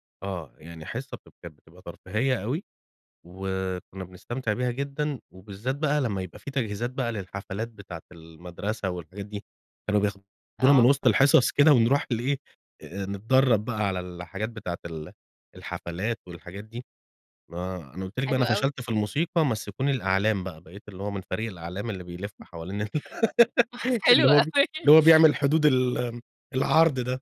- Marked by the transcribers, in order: tapping; chuckle; laughing while speaking: "حلو أوي"; giggle
- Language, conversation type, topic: Arabic, podcast, إيه هي الأغنية اللي بتفكّرك بذكريات المدرسة؟